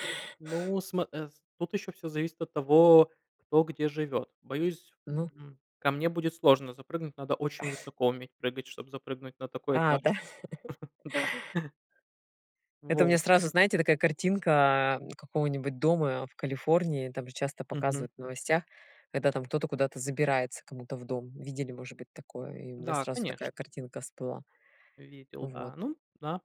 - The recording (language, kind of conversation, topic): Russian, unstructured, Как вы относитесь к идее умного дома?
- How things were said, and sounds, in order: chuckle; laugh; chuckle; laughing while speaking: "да"